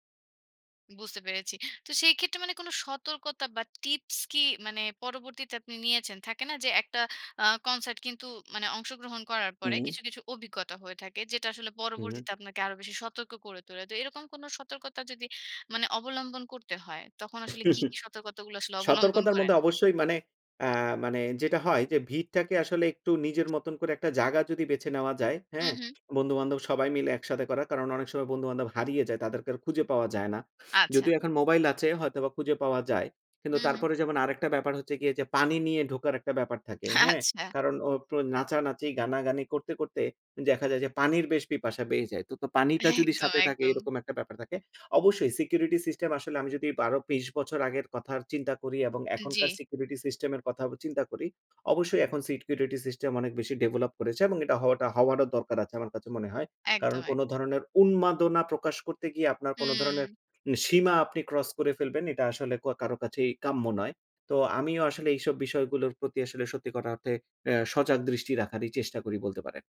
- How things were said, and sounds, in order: tapping; chuckle; laughing while speaking: "অবলম্বন"; other background noise; laughing while speaking: "আচ্ছা"; laughing while speaking: "একদম, একদম"
- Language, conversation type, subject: Bengali, podcast, লাইভ কনসার্টে প্রথমবার গিয়ে আপনি কী অনুভব করেছিলেন?